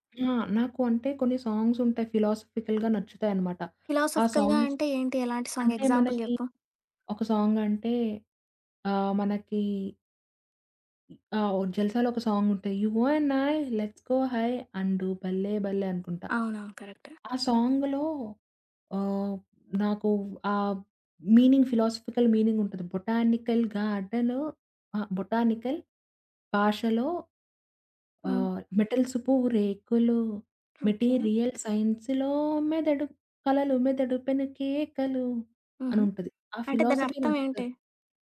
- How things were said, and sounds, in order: in English: "సాంగ్స్"; in English: "ఫిలాసఫికల్‌గా"; in English: "ఫిలాసఫికల్‌గా"; in English: "సాంగ్? ఎగ్జాంపుల్"; in English: "సాంగ్స్"; tapping; in English: "సాంగ్"; other background noise; in English: "సాంగ్"; in English: "'యు అన్ అయ్, లెట్స్ గో హై, అండ్ డు"; in English: "కరెక్ట్"; in English: "సాంగ్‌లో"; in English: "మీనింగ్, ఫిలాసఫికల్ మీనింగ్"; in English: "బొటానికల్"; in English: "బొటానికల్"; in English: "మెటీరియల్ సైన్స్‌లో"; in English: "ఫిలాసఫీ"
- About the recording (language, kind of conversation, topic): Telugu, podcast, మీ చిన్నప్పటి జ్ఞాపకాలను వెంటనే గుర్తుకు తెచ్చే పాట ఏది, అది ఎందుకు గుర్తొస్తుంది?